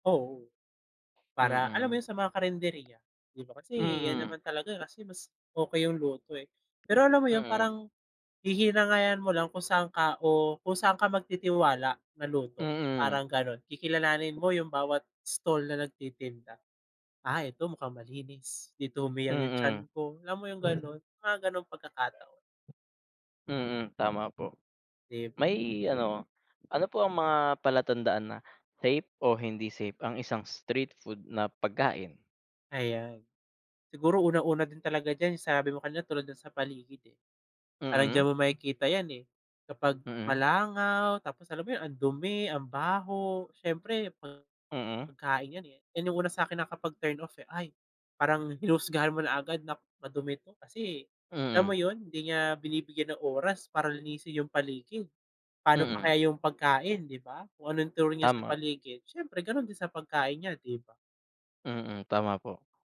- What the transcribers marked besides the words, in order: none
- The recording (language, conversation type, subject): Filipino, unstructured, Ano ang palagay mo tungkol sa pagkain sa kalye, at ligtas ba ito?